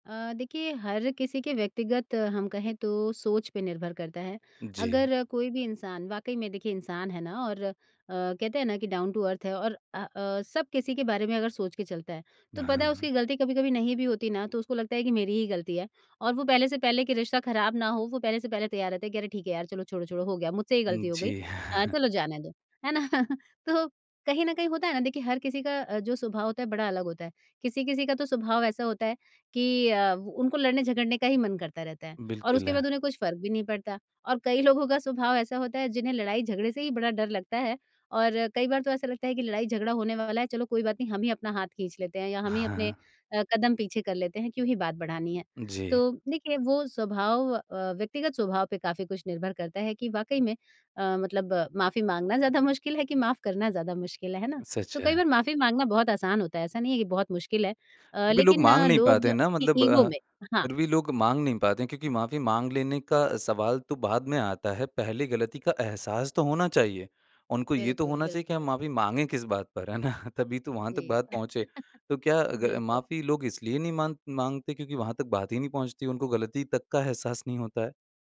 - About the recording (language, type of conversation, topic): Hindi, podcast, माफ़ कर पाने का मतलब आपके लिए क्या है?
- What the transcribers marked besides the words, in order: in English: "डाउन टू अर्थ"; chuckle; laughing while speaking: "ना"; in English: "ईगो"; laughing while speaking: "ना"; chuckle